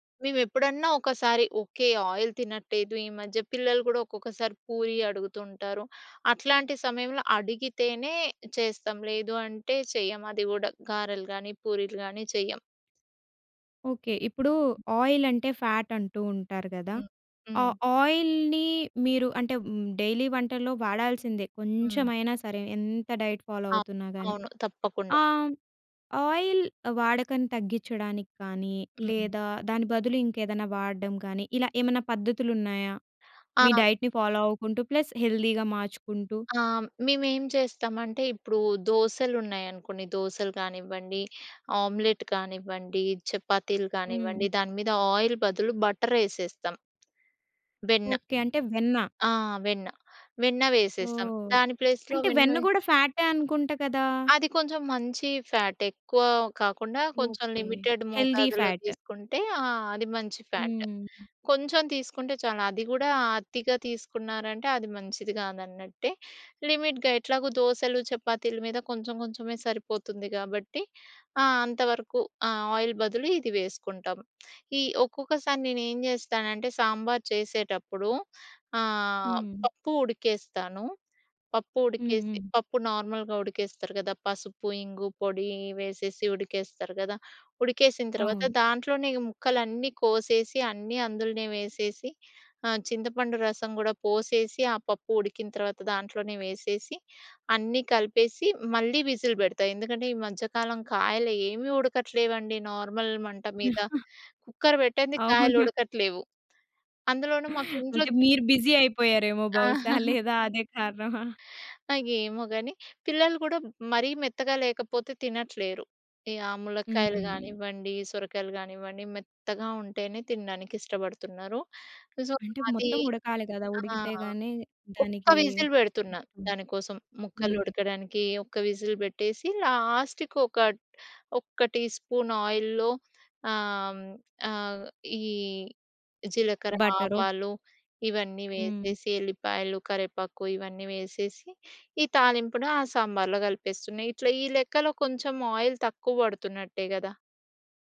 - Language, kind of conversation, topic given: Telugu, podcast, సెలబ్రేషన్లలో ఆరోగ్యకరంగా తినడానికి మంచి సూచనలు ఏమేమి ఉన్నాయి?
- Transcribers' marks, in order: in English: "ఆయిల్"; in English: "ఆయిల్"; in English: "ఫాట్"; in English: "ఆయిల్‌ని"; in English: "డైలీ"; in English: "డైట్ ఫాలో"; in English: "ఆయిల్"; in English: "డైట్‌ని ఫాలో"; in English: "ప్లస్ హెల్తీ‌గా"; tapping; in English: "ఆమ్లెట్"; in English: "ఆయిల్"; in English: "బటర్"; in English: "ప్లేస్‌లో"; in English: "ఫ్యాట్"; in English: "హెల్తీ ఫాట్"; in English: "లిమిటెడ్"; in English: "ఫ్యాట్"; in English: "లిమిట్‌గా"; in English: "ఆయిల్"; in English: "సాంబార్"; in English: "నార్మల్‌గా"; in English: "విజిల్"; in English: "నార్మల్"; giggle; laughing while speaking: "అవును"; laughing while speaking: "అంటే మీరు బిసీ అయిపోయారేమో బహుశా లేదా అదే కారణమా?"; in English: "బిసీ"; chuckle; gasp; in English: "సో"; stressed: "ఒక్క"; in English: "విజిల్"; other noise; in English: "విజిల్"; in English: "లాస్ట్‌కి"; in English: "టీ-స్పూన్ ఆయిల్‌లో"; in English: "సాంబార్‌లో"; in English: "ఆయిల్"